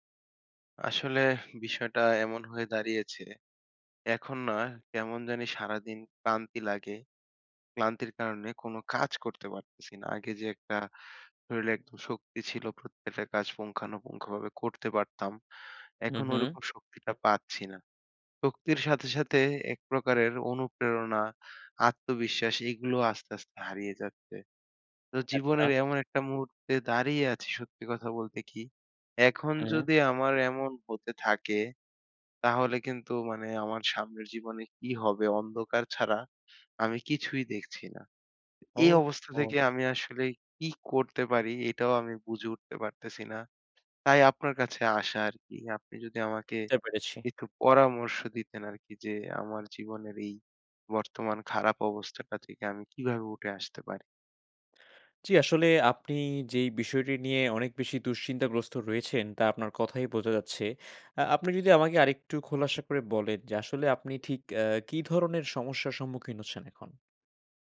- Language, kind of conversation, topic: Bengali, advice, বারবার ভীতিকর স্বপ্ন দেখে শান্তিতে ঘুমাতে না পারলে কী করা উচিত?
- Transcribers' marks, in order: "বুঝতে" said as "ঝতে"